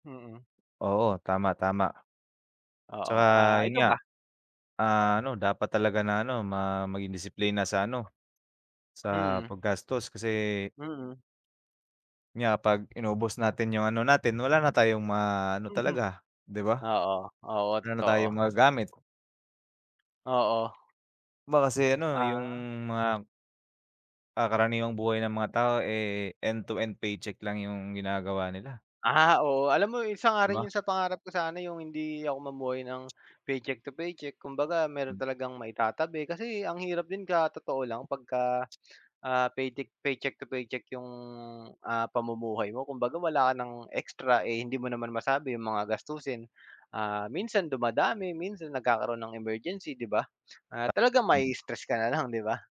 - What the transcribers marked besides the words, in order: tapping; in English: "end to end paycheck"; in English: "paycheck to paycheck"; in English: "paycheck to paycheck"
- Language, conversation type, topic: Filipino, unstructured, Paano mo hinahati ang pera mo para sa gastusin at ipon?